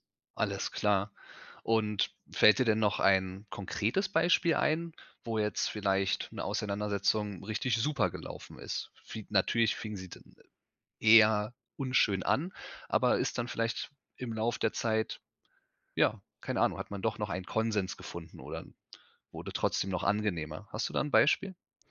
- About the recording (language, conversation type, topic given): German, podcast, Wie gehst du mit Meinungsverschiedenheiten um?
- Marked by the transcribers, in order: none